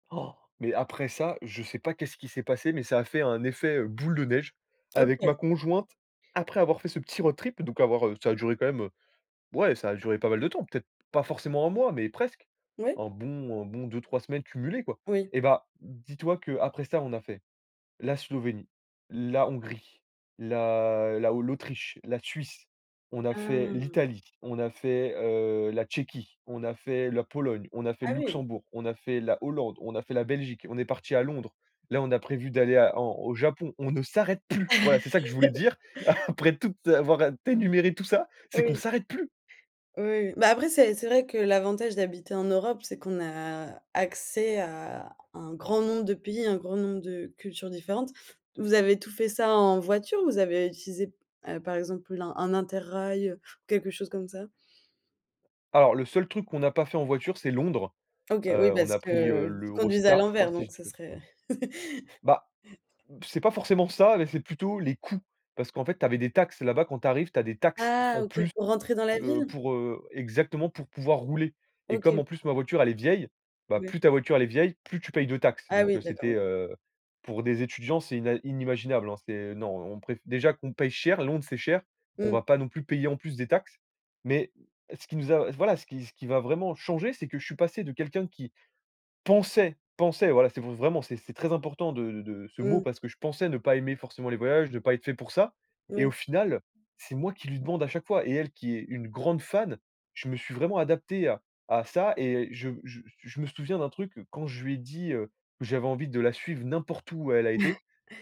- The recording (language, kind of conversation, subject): French, podcast, Quelle expérience de voyage t’a le plus changé ?
- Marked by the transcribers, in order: stressed: "Oh"; stressed: "boule de neige"; tapping; drawn out: "Ah"; stressed: "plus"; chuckle; chuckle; chuckle